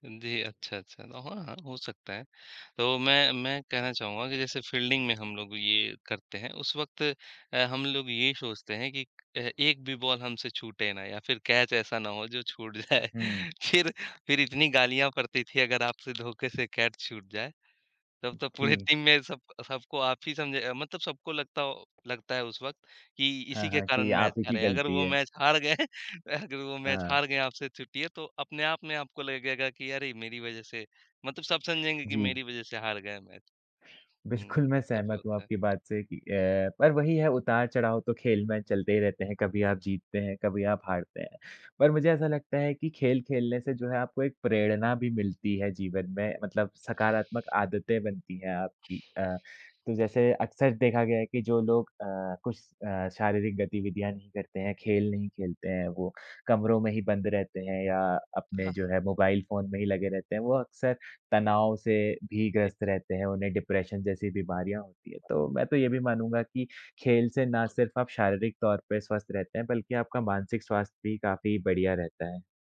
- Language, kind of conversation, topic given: Hindi, unstructured, खेल खेलना हमारे जीवन में किस तरह मदद करता है?
- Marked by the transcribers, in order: in English: "फील्डिंग"; tapping; in English: "बॉल"; laughing while speaking: "छूट जाए। फिर, फिर"; other noise; laughing while speaking: "पूरे टीम में"; laughing while speaking: "हार गए"; laughing while speaking: "बिल्कुल, मैं"; other background noise; in English: "डिप्रेशन"